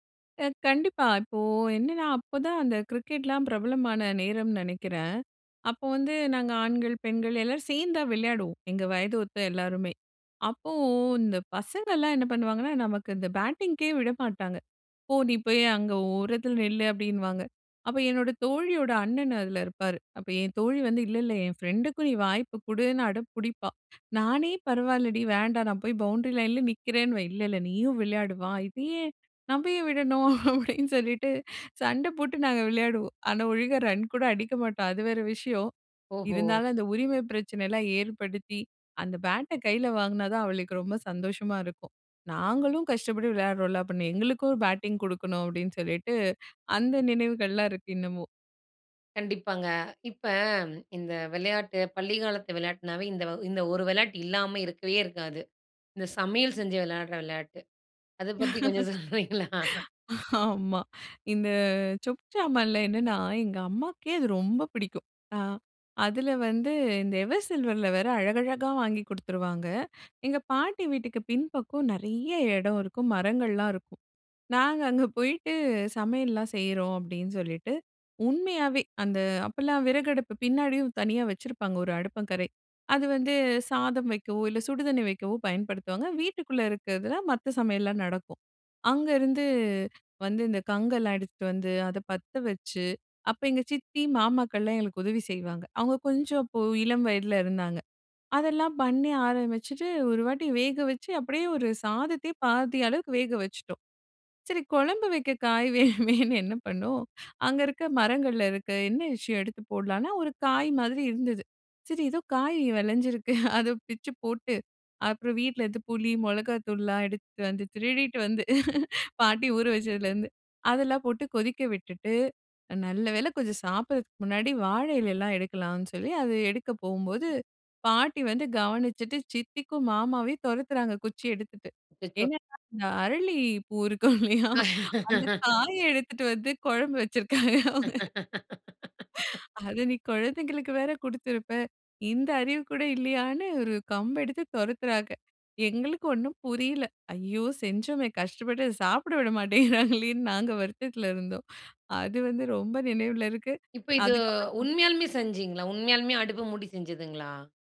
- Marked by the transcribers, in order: laughing while speaking: "அப்பிடின்னு சொல்லிட்டு"; laugh; laughing while speaking: "கொஞ்சம் சொல்றீங்களா?"; laughing while speaking: "காய் வேணுமேன்னு"; laughing while speaking: "காய் விளஞ்சிருக்கு"; laugh; laughing while speaking: "இந்த அரளி பூ இருக்கும் இல்லயா! அந்த காயை எடுத்துட்டு வந்து குழம்பு வச்சிருக்காங்க அவுங்க"; laugh; laugh; laughing while speaking: "அத சாப்பிட விட மாட்டேங்கிறாங்களேன்னு"; other noise
- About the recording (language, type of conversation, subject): Tamil, podcast, பள்ளிக் காலத்தில் உங்களுக்கு பிடித்த விளையாட்டு என்ன?